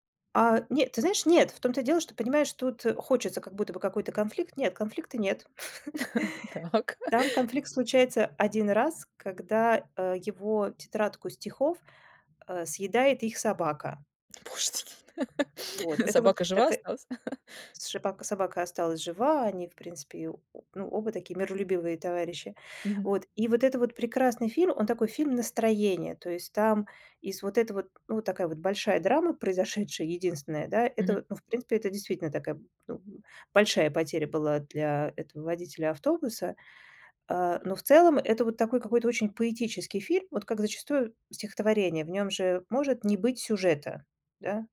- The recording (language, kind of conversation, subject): Russian, podcast, Что делает финал фильма по-настоящему удачным?
- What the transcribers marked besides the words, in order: laugh; laughing while speaking: "Так"; laugh; tapping; laugh; laugh